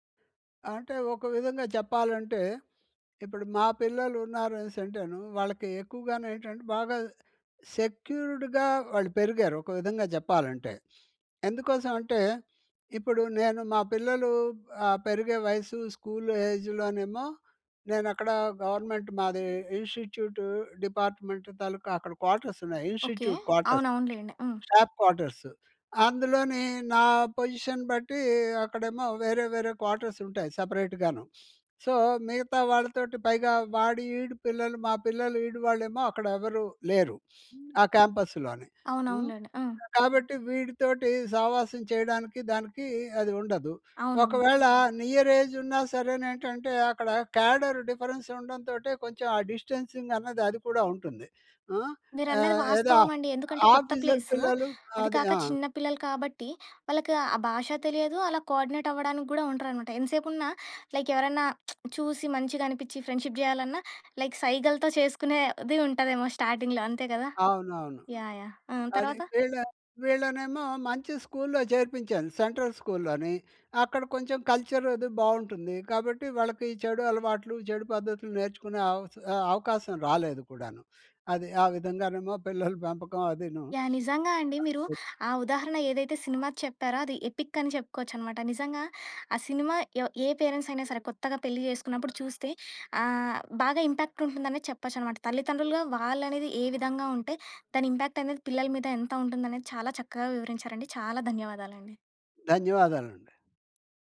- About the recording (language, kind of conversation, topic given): Telugu, podcast, మీ పిల్లలకు మీ ప్రత్యేకమైన మాటలు, ఆచారాలు ఎలా నేర్పిస్తారు?
- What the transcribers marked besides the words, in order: in English: "సెక్యూర్డ్‌గా"; sniff; in English: "ఏజ్‌లోనేమో"; in English: "గవర్నమెంట్"; in English: "ఇన్‌స్టిట్యూట్ డిపార్ట్మెంట్"; in English: "క్వార్టర్స్"; in English: "ఇన్‌స్టిట్యూట్ క్వార్టర్స్. స్టాఫ్ క్వార్టర్స్"; in English: "పొజిషన్"; in English: "క్వార్టర్స్"; in English: "సెపరేట్‌గాను. సొ"; sniff; sniff; in English: "క్యాంపస్‌లోని"; in English: "క్యాడర్ డిఫరెన్స్"; in English: "ఆఫీసర్"; other background noise; in English: "కోర్డినేట్"; in English: "లైక్"; lip smack; in English: "ఫ్రెండ్‌షిప్"; in English: "లైక్"; in English: "స్టార్టింగ్‌లో"; in English: "సెంట్రల్"; sniff; in English: "ఎపిక్"; in English: "పేరెంట్స్"; in English: "ఇంపాక్ట్"